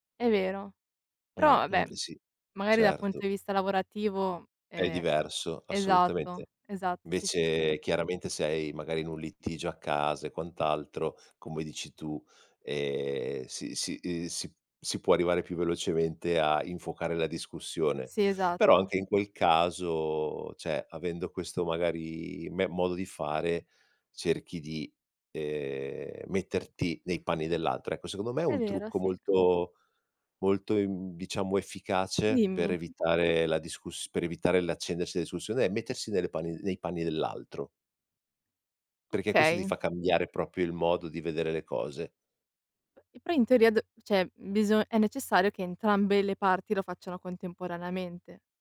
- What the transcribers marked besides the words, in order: "Invece" said as "nvece"; "cioè" said as "ceh"; "della" said as "dela"; "cioè" said as "ceh"; "contemporaneamente" said as "contemporanamente"
- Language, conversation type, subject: Italian, unstructured, Come si può mantenere la calma durante una discussione accesa?